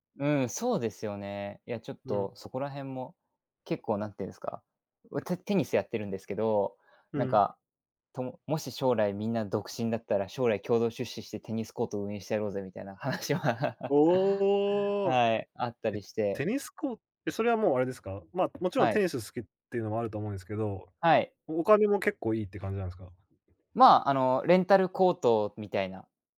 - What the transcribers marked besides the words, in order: tapping; other background noise; laughing while speaking: "話は"; drawn out: "おお"; chuckle
- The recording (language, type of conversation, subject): Japanese, unstructured, 将来のために今できることは何ですか？